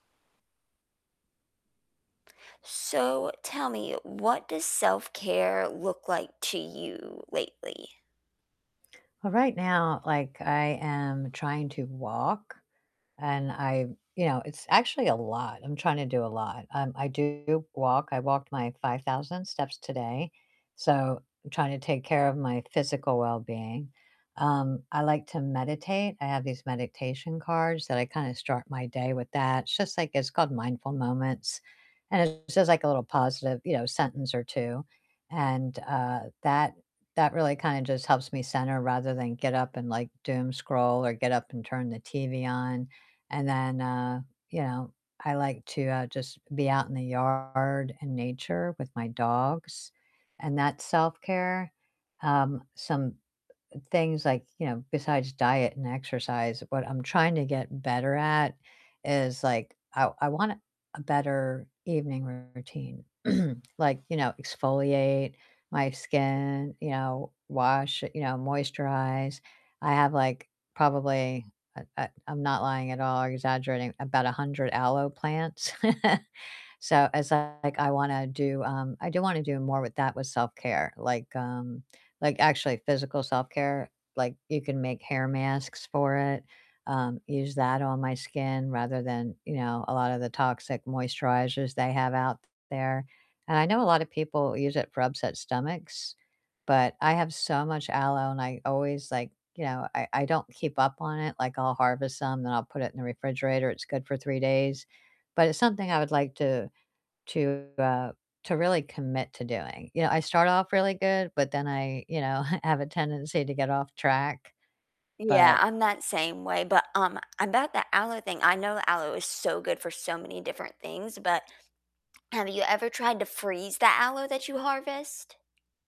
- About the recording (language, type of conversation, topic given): English, unstructured, What does self-care look like for you lately?
- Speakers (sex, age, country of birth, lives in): female, 25-29, United States, United States; female, 60-64, United States, United States
- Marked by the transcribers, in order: static; distorted speech; other background noise; throat clearing; chuckle; chuckle; tapping